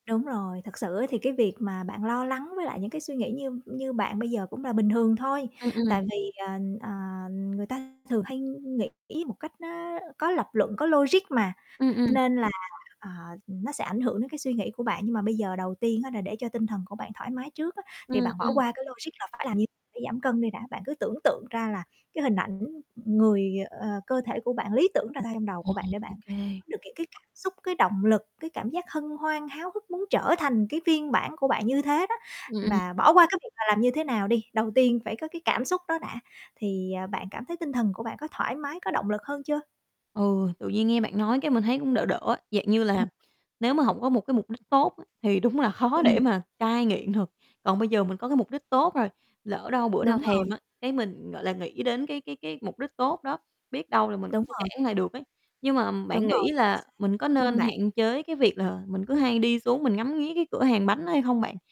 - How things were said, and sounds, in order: other background noise; distorted speech; tapping; static; unintelligible speech
- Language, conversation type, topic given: Vietnamese, advice, Làm sao để giảm cơn thèm đồ ngọt vào ban đêm để không phá kế hoạch ăn kiêng?